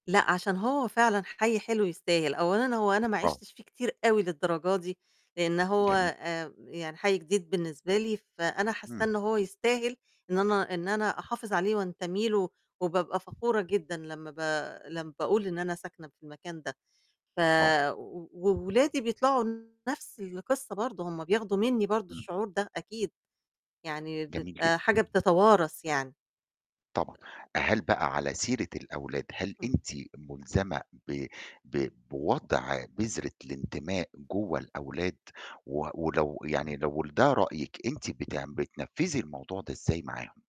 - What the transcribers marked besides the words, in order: tapping; distorted speech
- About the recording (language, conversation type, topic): Arabic, podcast, إزاي بتفسّر معنى الانتماء بالنسبالك؟